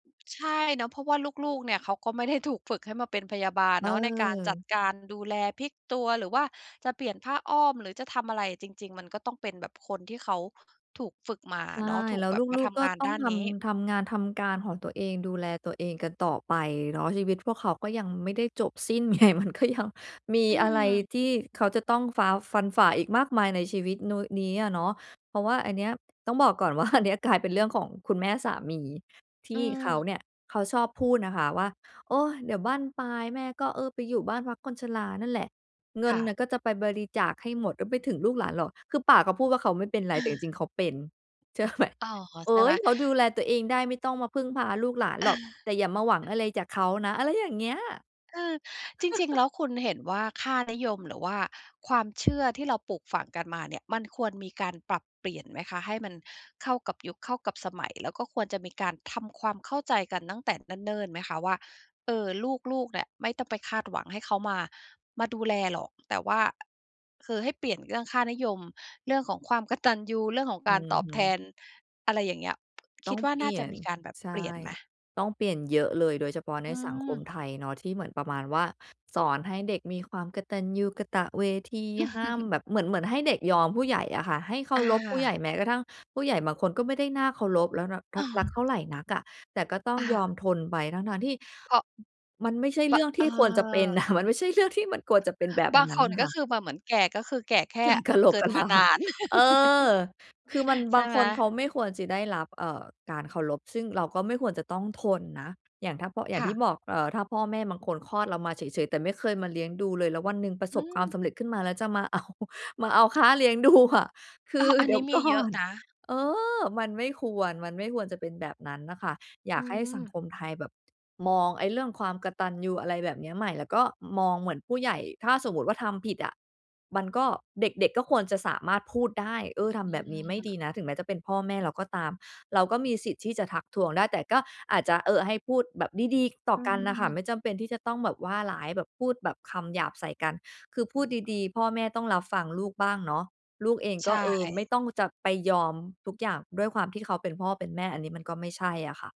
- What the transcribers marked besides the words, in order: laughing while speaking: "ไง มันก็ยัง"; laughing while speaking: "ว่า อันเนี้ย"; chuckle; laughing while speaking: "เชื่อไหม ?"; chuckle; chuckle; other background noise; tapping; chuckle; laughing while speaking: "อะ"; laughing while speaking: "แก่กะโหลกกะลา"; laugh; laughing while speaking: "เอา"; laughing while speaking: "เลี้ยงดูอะ คือเดี๋ยวก่อน"
- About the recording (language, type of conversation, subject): Thai, podcast, ครอบครัวคาดหวังให้ลูกหลานดูแลผู้สูงอายุแบบไหน?